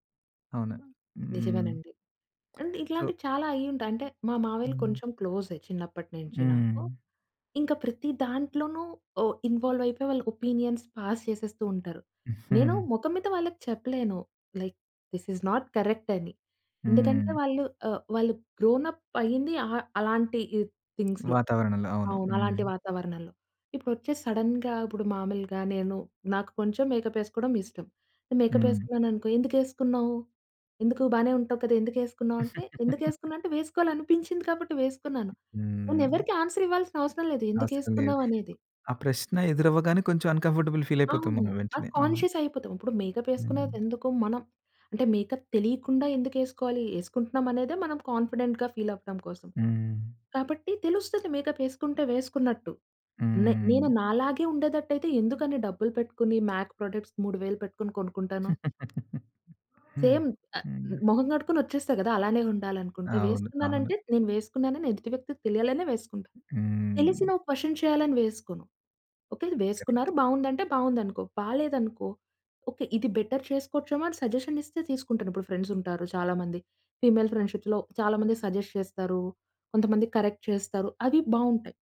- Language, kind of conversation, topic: Telugu, podcast, వ్యక్తిగత సరిహద్దులను నిజంగా ఎలా స్పష్టంగా తెలియజేయాలి?
- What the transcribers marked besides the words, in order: lip smack; in English: "సో"; in English: "ఇన్వాల్వ్"; in English: "ఒపీనియన్స్ పాస్"; chuckle; in English: "లైక్ థిస్ ఈజ్ నాట్ కరెక్ట్"; in English: "గ్రోనప్"; in English: "థింగ్స్‌లో"; in English: "సడెన్‌గా"; in English: "మేకప్"; in English: "మేకప్"; giggle; other background noise; in English: "ఆన్స‌ర్"; in English: "అన్ కం‌ఫర్టబుల్ ఫీల్"; in English: "కాన్షియస్"; in English: "మేకప్"; in English: "మేకప్"; in English: "కాన్ఫిడెంట్‌గా ఫీల్"; in English: "మేకప్"; in English: "మ్యాక్ ప్రొడక్ట్స్"; laugh; in English: "సేమ్"; in English: "క్వషన్"; in English: "కరెక్ట్"; in English: "బెటర్"; in English: "సజెషన్"; in English: "ఫ్రెండ్స్"; in English: "ఫీమేల్ ఫ్రెండ్షిప్‌లో"; in English: "సజెస్ట్"; in English: "కరెక్ట్"